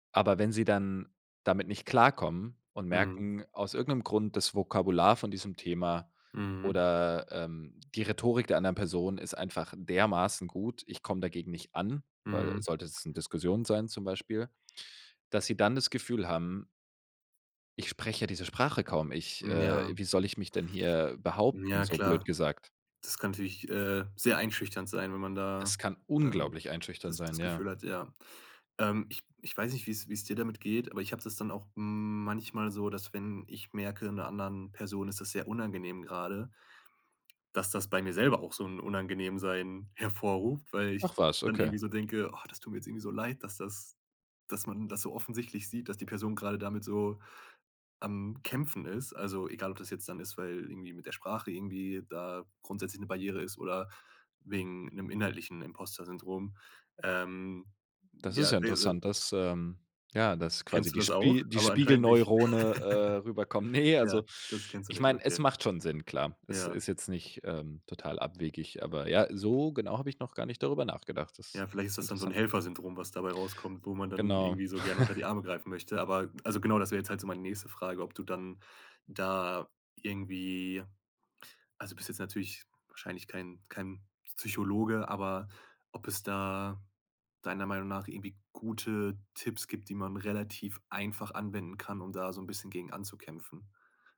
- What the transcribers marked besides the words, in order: other background noise; tapping; stressed: "unglaublich"; drawn out: "manchmal"; laughing while speaking: "Ne"; chuckle; chuckle; drawn out: "irgendwie"
- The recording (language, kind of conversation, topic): German, podcast, Wie gehst du mit Selbstzweifeln um, wenn du dich ausdrücken möchtest?
- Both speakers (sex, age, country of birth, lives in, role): male, 25-29, Germany, Germany, guest; male, 25-29, Germany, Germany, host